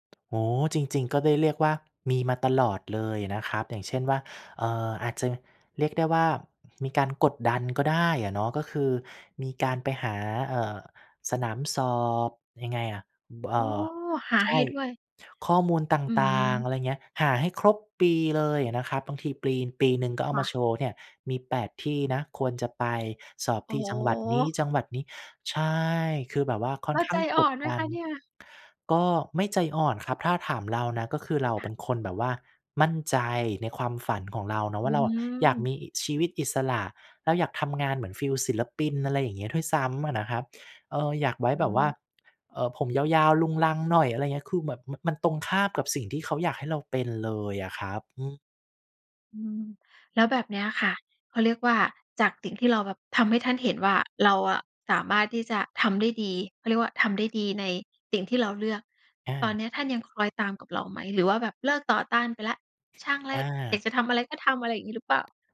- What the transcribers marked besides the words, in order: tapping
- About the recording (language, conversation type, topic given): Thai, podcast, ถ้าคนอื่นไม่เห็นด้วย คุณยังทำตามความฝันไหม?